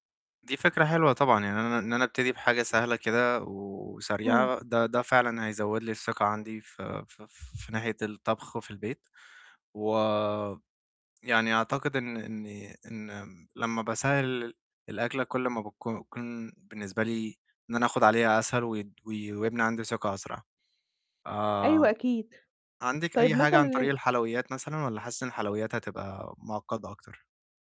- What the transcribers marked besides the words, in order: distorted speech
- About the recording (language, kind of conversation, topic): Arabic, advice, إزاي أبني ثقتي بنفسي وأنا بطبخ في البيت؟